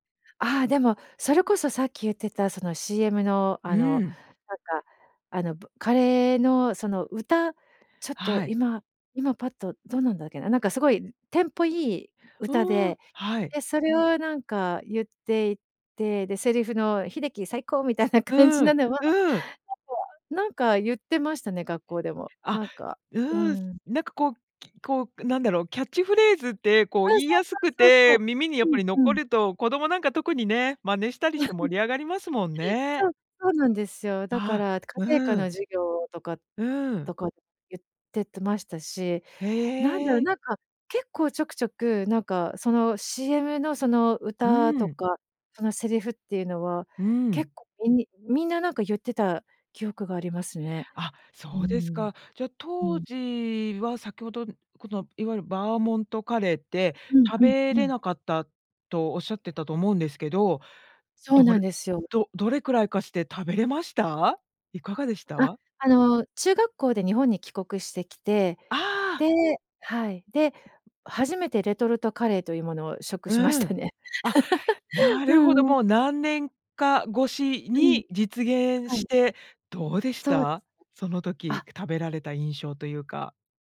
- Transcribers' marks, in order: unintelligible speech; chuckle; other background noise; other noise; laugh
- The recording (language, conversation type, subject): Japanese, podcast, 懐かしいCMの中で、いちばん印象に残っているのはどれですか？